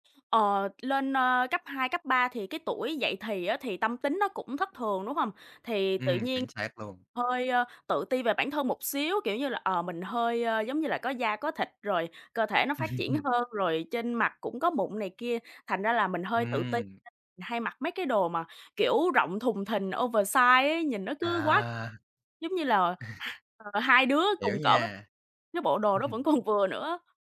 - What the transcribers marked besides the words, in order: tapping; laugh; in English: "oversize"; laugh; laugh; laughing while speaking: "còn"
- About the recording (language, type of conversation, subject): Vietnamese, podcast, Phong cách cá nhân của bạn đã thay đổi như thế nào theo thời gian?